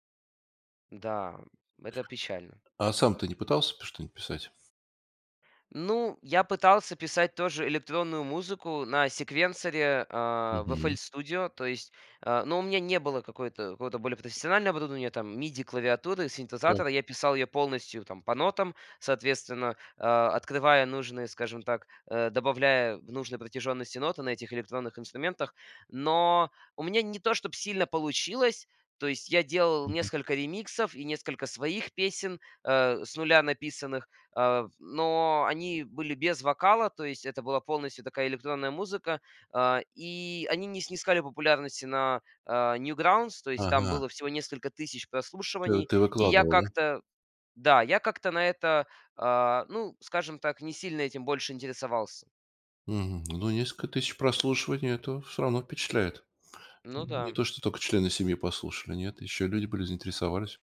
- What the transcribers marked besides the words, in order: tapping
- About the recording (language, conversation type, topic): Russian, podcast, Как менялись твои музыкальные вкусы с годами?